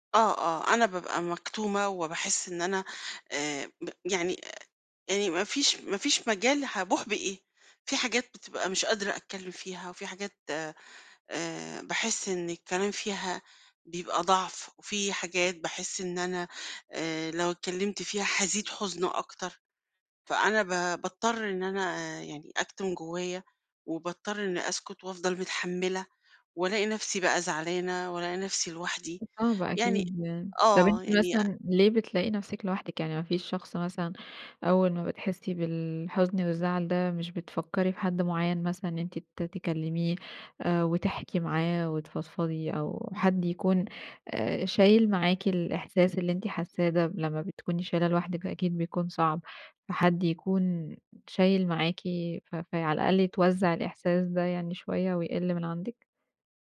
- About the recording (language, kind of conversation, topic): Arabic, podcast, إزاي بتواسي نفسك في أيام الزعل؟
- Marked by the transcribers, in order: other background noise